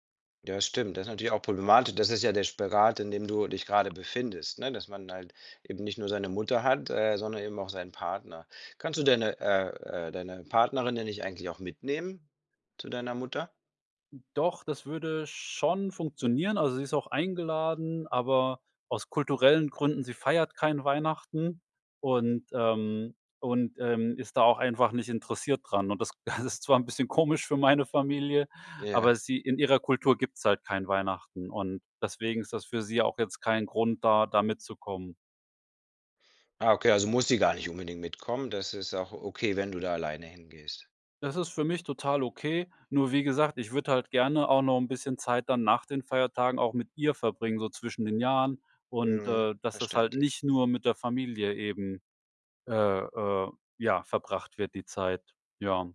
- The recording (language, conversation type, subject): German, advice, Wie kann ich einen Streit über die Feiertagsplanung und den Kontakt zu Familienmitgliedern klären?
- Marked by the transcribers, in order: chuckle; joyful: "das ist zwar 'n bisschen komisch für meine Familie"; stressed: "ihr"